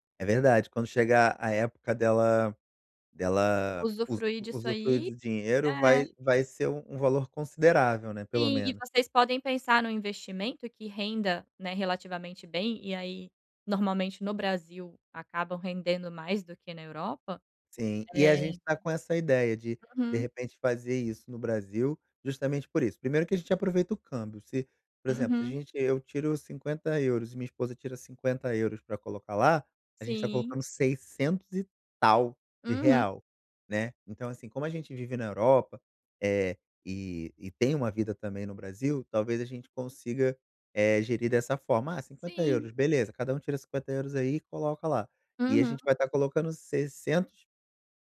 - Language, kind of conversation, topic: Portuguese, advice, Como posso poupar sem perder qualidade de vida?
- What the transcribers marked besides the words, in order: none